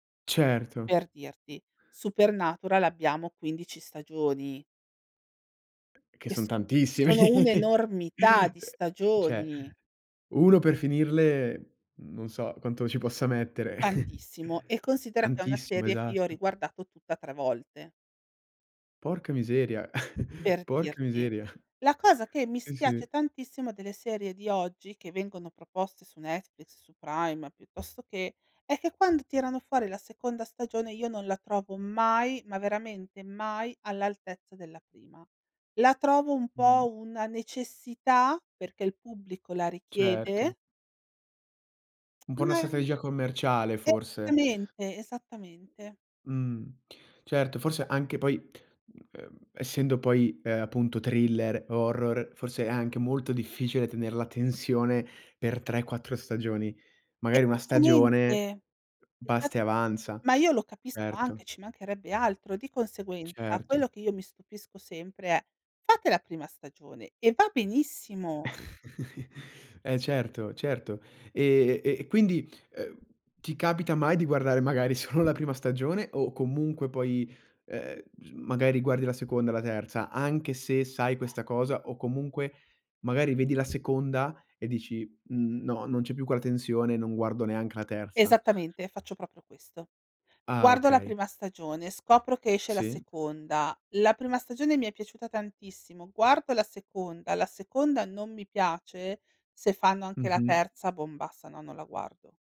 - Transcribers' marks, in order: tapping; chuckle; "Cioè" said as "ceh"; chuckle; other background noise; chuckle; "Sì" said as "ì"; "esattamente" said as "etamente"; "Esattamente" said as "etamente"; unintelligible speech; "conseguenza" said as "conseguenta"; chuckle; laughing while speaking: "solo"
- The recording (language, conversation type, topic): Italian, podcast, Come scegli cosa guardare su Netflix o su altre piattaforme simili?